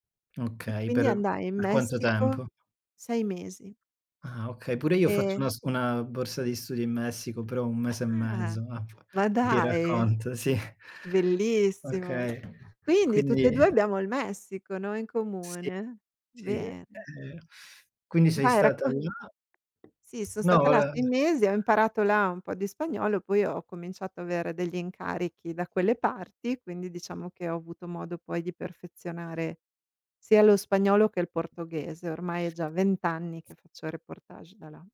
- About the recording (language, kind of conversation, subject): Italian, unstructured, Qual è stato il momento più emozionante che hai vissuto durante un viaggio?
- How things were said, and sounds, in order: tapping; other background noise; surprised: "Ah"